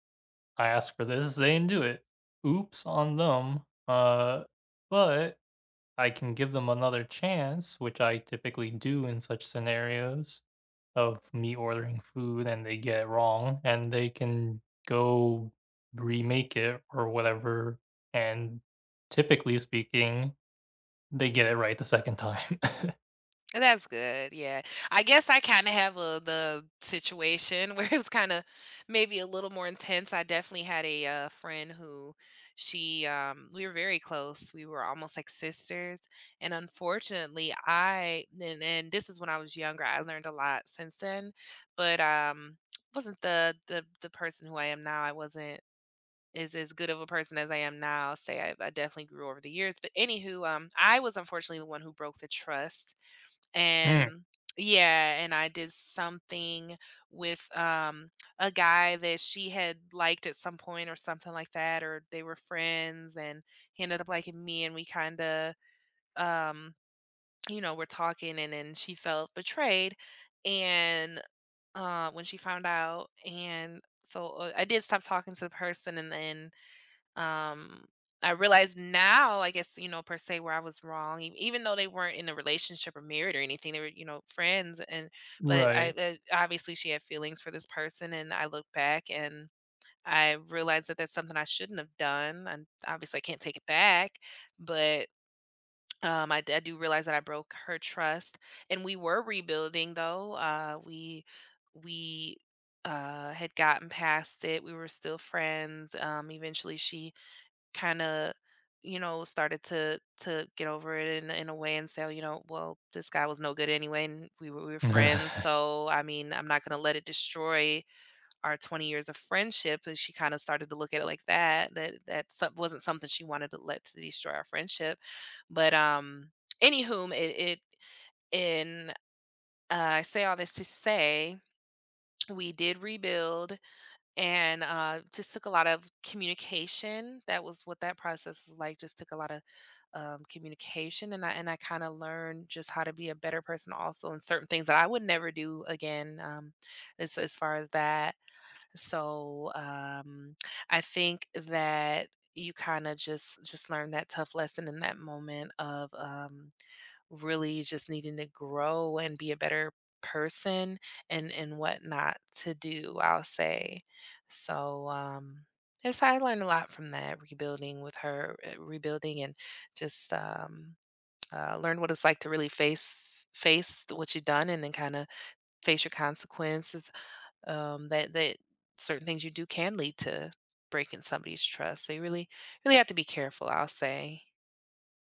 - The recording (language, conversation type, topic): English, unstructured, What is the hardest lesson you’ve learned about trust?
- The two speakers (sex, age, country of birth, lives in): female, 30-34, United States, United States; male, 25-29, United States, United States
- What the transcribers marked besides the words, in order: laughing while speaking: "time"; chuckle; other background noise; laughing while speaking: "where it was"; stressed: "now"; chuckle; tapping